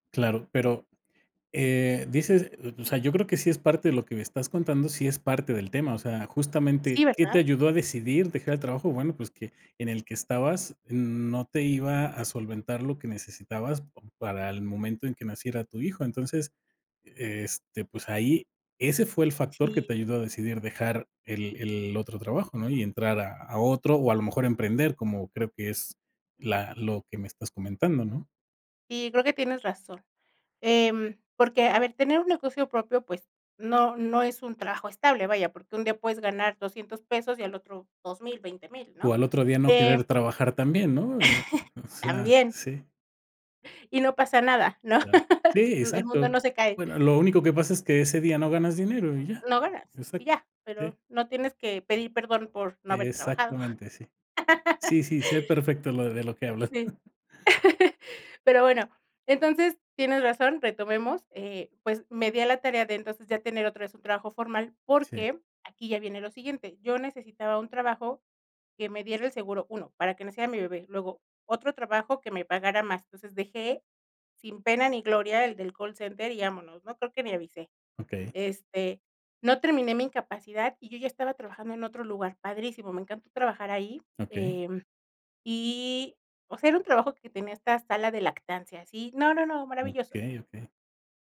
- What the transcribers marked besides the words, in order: chuckle; laugh; laugh; chuckle
- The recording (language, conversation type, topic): Spanish, podcast, ¿Qué te ayuda a decidir dejar un trabajo estable?